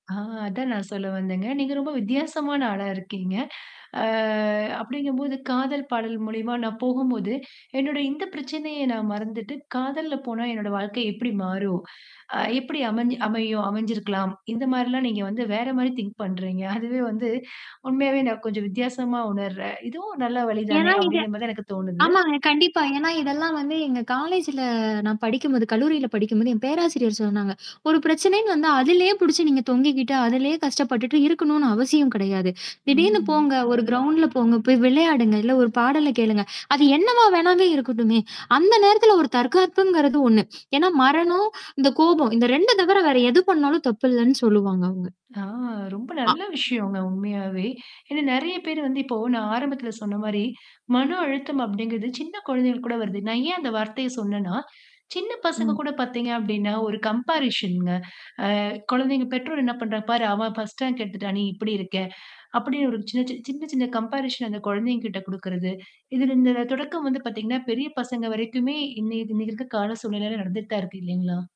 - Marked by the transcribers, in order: static; drawn out: "அ"; tapping; in English: "திங்க்"; in English: "காலேஜ்ல"; drawn out: "ம்"; in English: "கம்பேரிசன்ங்க"; other background noise; in English: "பர்ஸ்ட் ரேங்க்"; in English: "கம்பேரிசன்"
- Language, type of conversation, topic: Tamil, podcast, மனஅழுத்தம் வந்தால், நீங்கள் முதலில் என்ன செய்வீர்கள்?